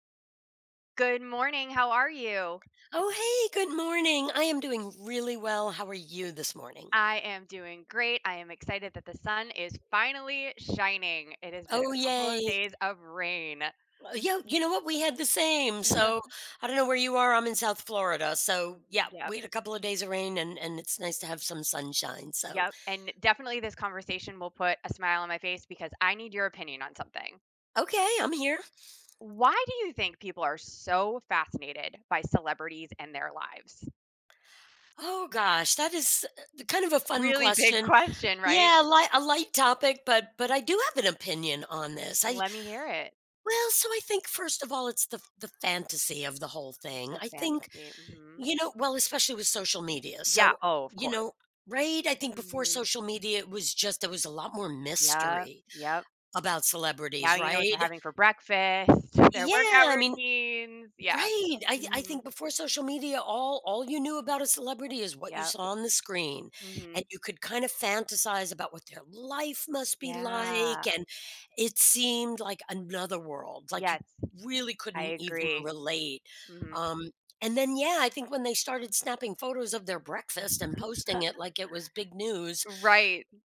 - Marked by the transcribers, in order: tapping; chuckle; stressed: "so"; laugh
- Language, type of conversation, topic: English, unstructured, What do you think about celebrity culture and fame?
- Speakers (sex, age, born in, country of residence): female, 40-44, United States, United States; female, 65-69, United States, United States